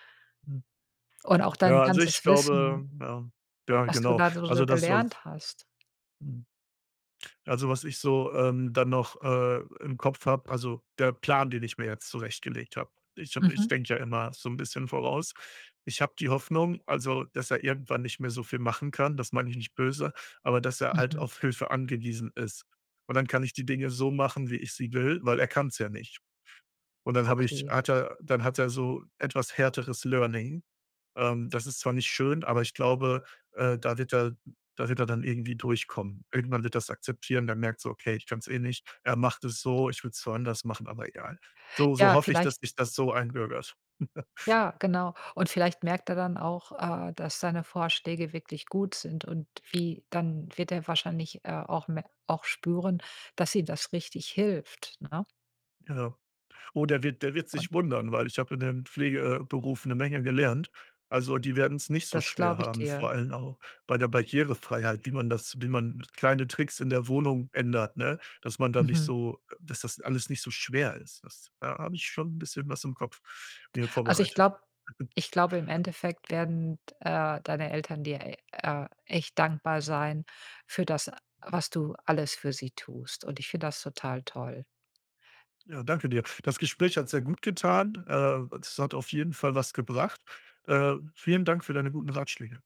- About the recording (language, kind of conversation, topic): German, advice, Wie lässt sich die Pflege eines nahen Angehörigen mit deinen beruflichen Verpflichtungen vereinbaren?
- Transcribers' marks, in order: other noise; other background noise; in English: "Learning"; giggle; chuckle